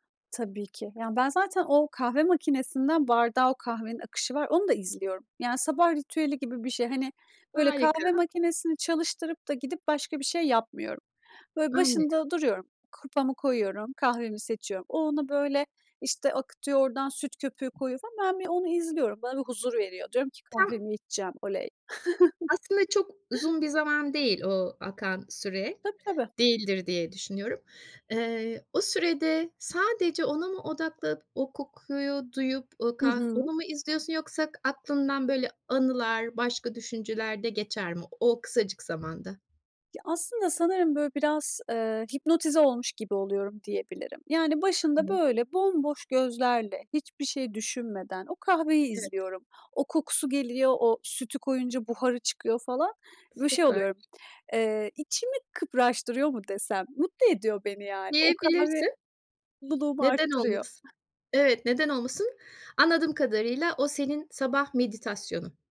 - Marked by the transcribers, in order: other background noise; chuckle
- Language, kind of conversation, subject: Turkish, podcast, Sabah kahve ya da çay içme ritüelin nasıl olur ve senin için neden önemlidir?